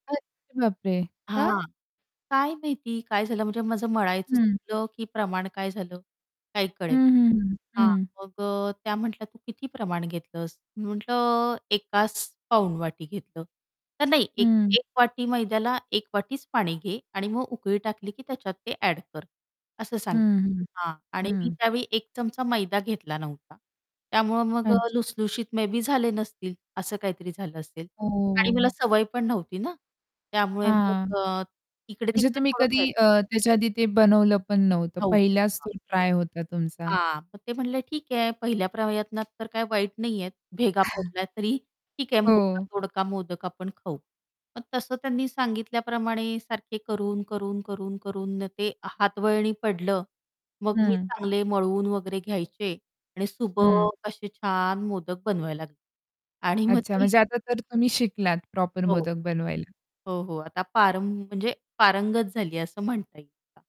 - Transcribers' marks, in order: distorted speech; other background noise; static; tapping; in English: "मे बी"; chuckle; laughing while speaking: "आणि मग ते"; in English: "प्रॉपर"
- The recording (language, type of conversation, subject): Marathi, podcast, तुम्हाला घरातल्या पारंपरिक रेसिपी कशा पद्धतीने शिकवल्या गेल्या?